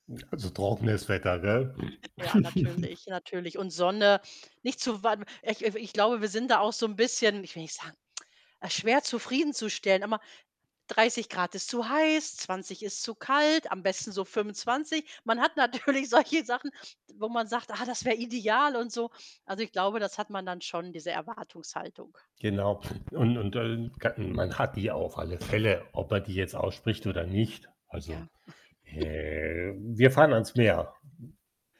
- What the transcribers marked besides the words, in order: static; other background noise; snort; giggle; tsk; laughing while speaking: "natürlich"; unintelligible speech; giggle
- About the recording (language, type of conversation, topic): German, unstructured, Was war dein spannendster Moment auf einer Reise?